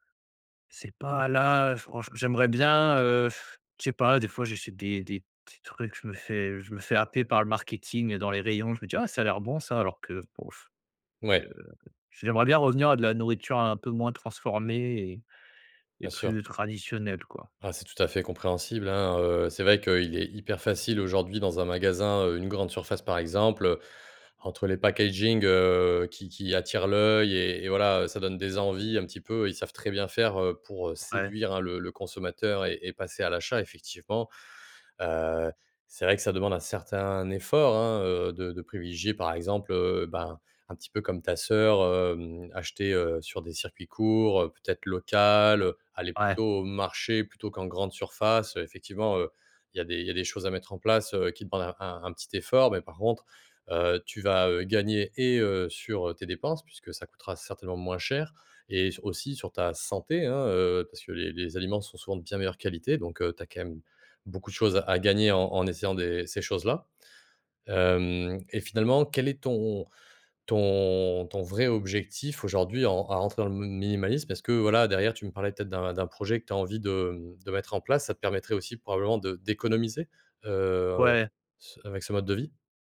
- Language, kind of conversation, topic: French, advice, Comment adopter le minimalisme sans avoir peur de manquer ?
- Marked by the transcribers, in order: other background noise; exhale; drawn out: "local"; stressed: "d'économiser"